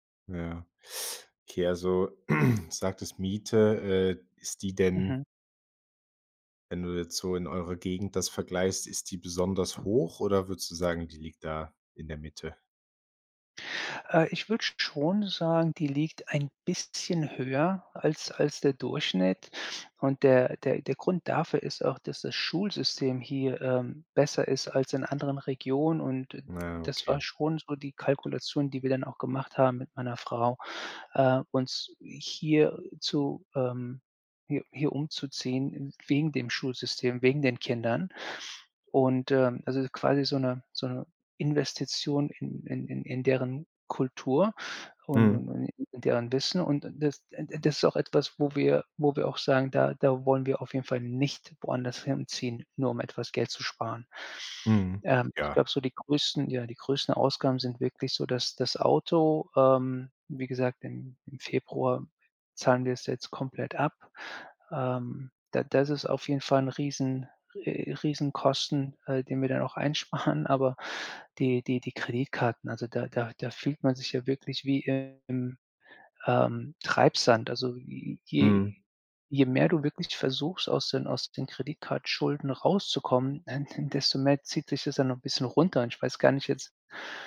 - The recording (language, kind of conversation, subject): German, advice, Wie komme ich bis zum Monatsende mit meinem Geld aus?
- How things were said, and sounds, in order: throat clearing; laughing while speaking: "einsparen"